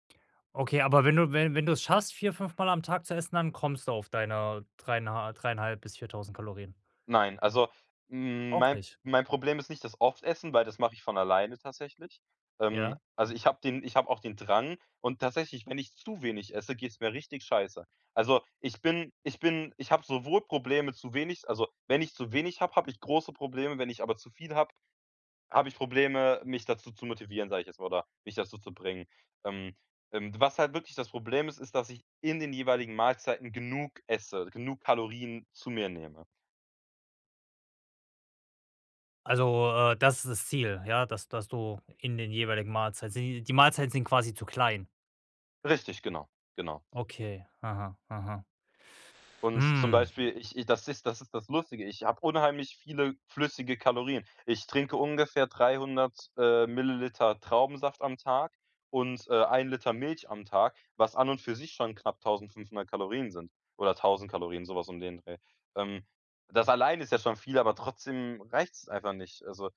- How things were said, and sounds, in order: stressed: "zu"
- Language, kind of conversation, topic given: German, advice, Woran erkenne ich, ob ich wirklich Hunger habe oder nur Appetit?